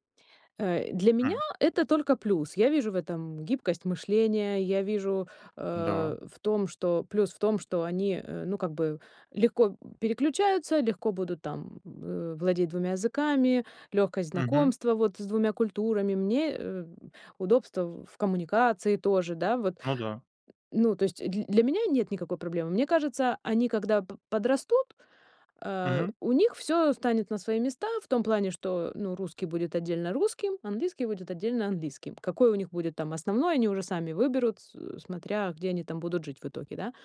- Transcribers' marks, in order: none
- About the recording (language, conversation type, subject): Russian, podcast, Как ты относишься к смешению языков в семье?